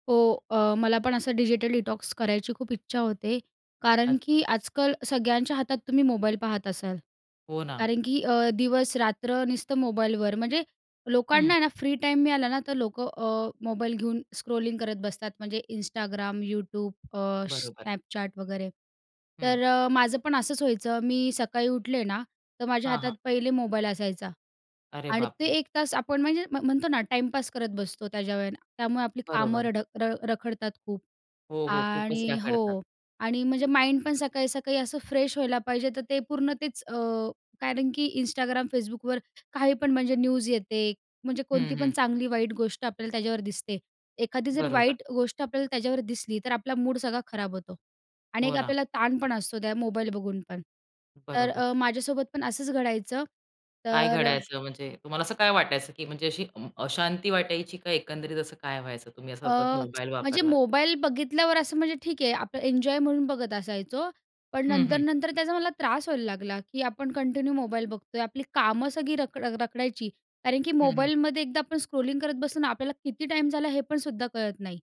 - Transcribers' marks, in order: in English: "डिजिटल डिटॉक्स"; other background noise; in English: "माइंड"; in English: "फ्रेश"; tapping; in English: "न्यूज"; in English: "कंटिन्यू"; in English: "स्क्रोलिंग"
- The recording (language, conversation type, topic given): Marathi, podcast, डिजिटल डिटॉक्स कधी आणि कसा करावा, असं तुम्हाला वाटतं?